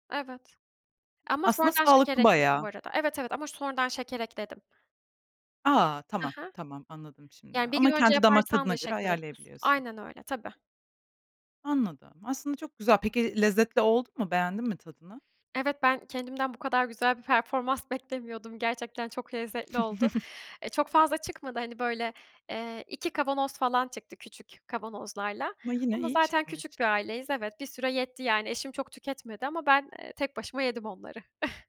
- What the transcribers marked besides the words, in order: other background noise; chuckle; chuckle
- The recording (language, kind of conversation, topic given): Turkish, podcast, Sabah kahvaltısı senin için nasıl olmalı?